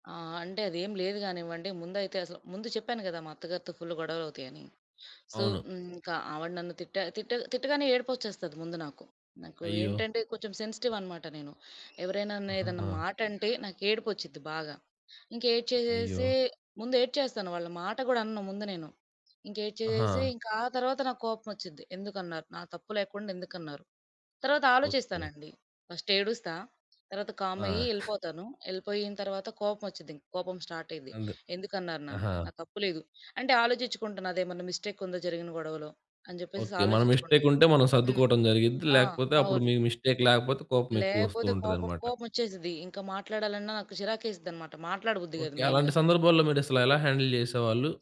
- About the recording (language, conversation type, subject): Telugu, podcast, కోపం వచ్చినప్పుడు మీరు ఎలా నియంత్రించుకుంటారు?
- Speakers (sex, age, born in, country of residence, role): female, 20-24, India, India, guest; male, 20-24, India, India, host
- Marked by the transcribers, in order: in English: "సో"; in English: "సెన్సిటివ్"; other background noise; in English: "ఫస్ట్"; in English: "మిస్టేక్"; in English: "మిస్టేక్"; in English: "మెయిన్‌గా"; in English: "హ్యాండిల్"